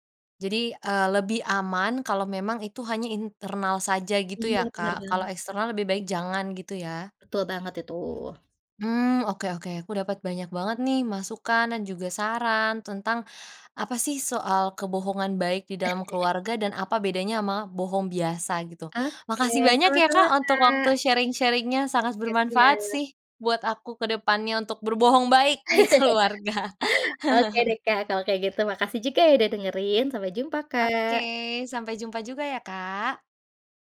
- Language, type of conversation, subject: Indonesian, podcast, Apa pendapatmu tentang kebohongan demi kebaikan dalam keluarga?
- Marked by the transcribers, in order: other background noise; chuckle; in English: "sharing-sharing-nya"; chuckle; laughing while speaking: "di keluarga"; chuckle